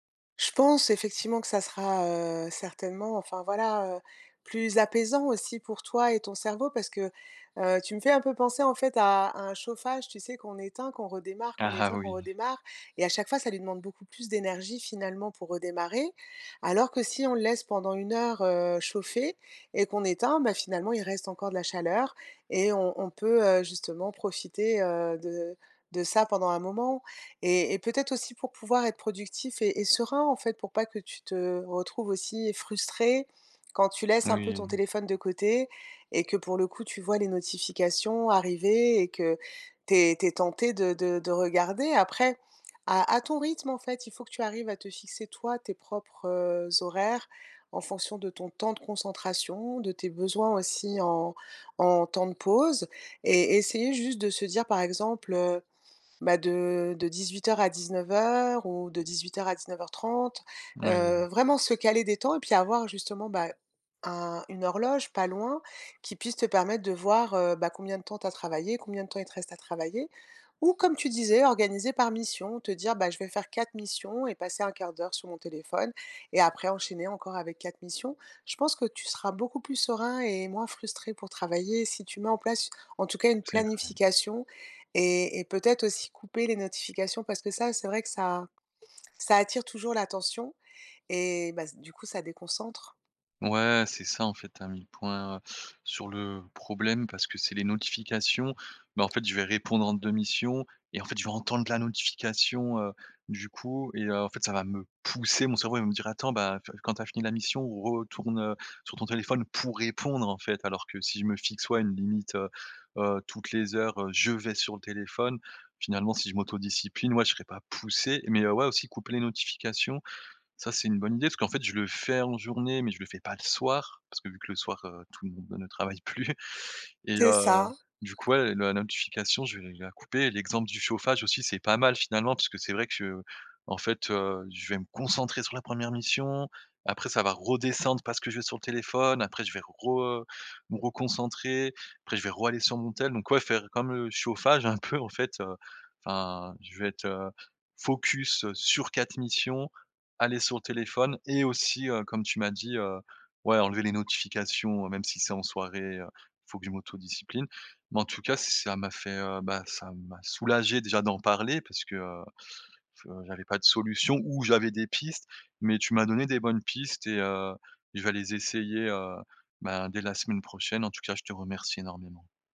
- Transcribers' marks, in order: laughing while speaking: "Ah, ah, oui"; other background noise; tapping; laughing while speaking: "plus"; "téléphone" said as "tél"
- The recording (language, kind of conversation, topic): French, advice, Comment réduire les distractions numériques pendant mes heures de travail ?